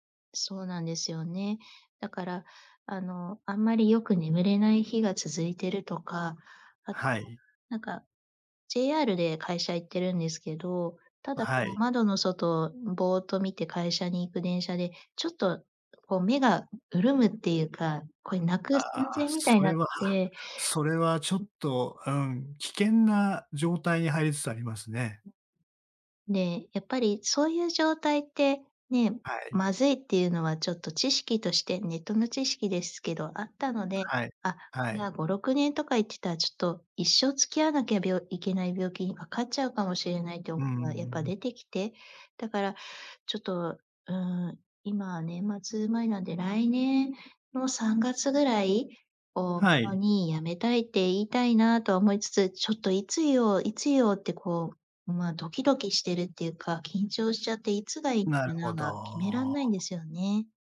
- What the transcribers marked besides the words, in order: other noise
- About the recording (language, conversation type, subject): Japanese, advice, 現職の会社に転職の意思をどのように伝えるべきですか？